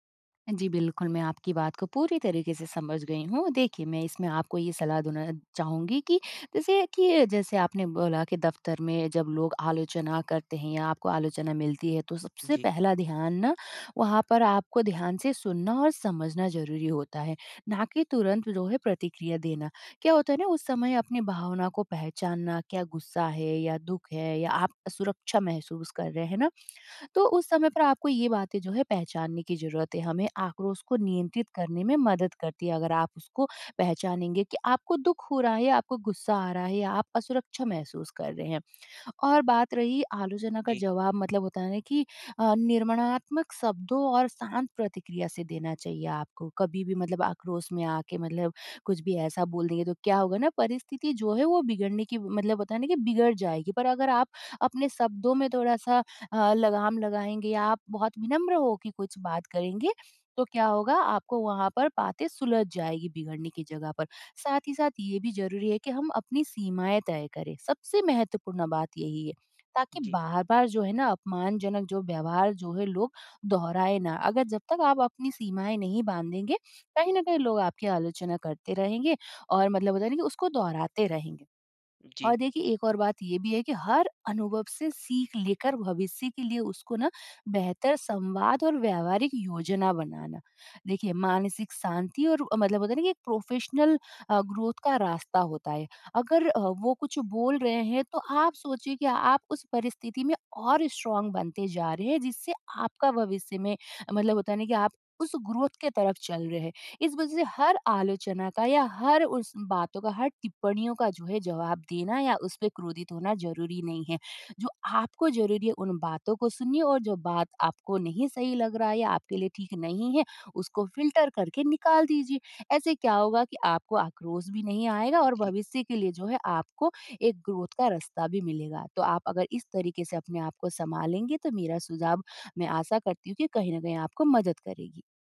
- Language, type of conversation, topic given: Hindi, advice, आलोचना का जवाब मैं शांत तरीके से कैसे दे सकता/सकती हूँ, ताकि आक्रोश व्यक्त किए बिना अपनी बात रख सकूँ?
- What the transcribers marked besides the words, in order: in English: "प्रोफ़ेशनल"; in English: "ग्रोथ"; in English: "स्ट्रांग"; in English: "ग्रोथ"; in English: "फ़िल्टर"; in English: "ग्रोथ"